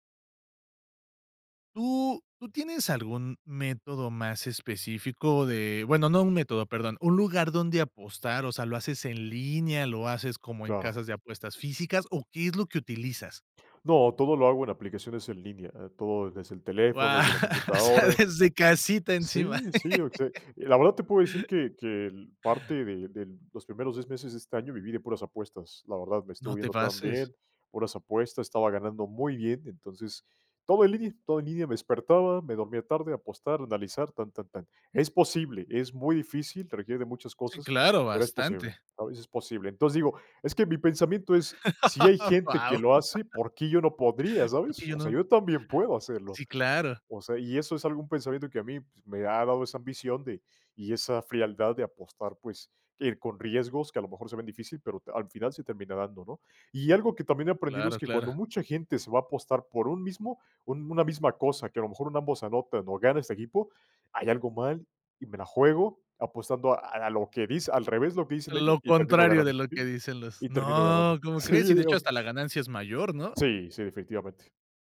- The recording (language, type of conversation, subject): Spanish, podcast, ¿Cómo te recuperas cuando una apuesta no sale como esperabas?
- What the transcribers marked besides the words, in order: laughing while speaking: "Guau"; other background noise; laugh; laugh; drawn out: "No"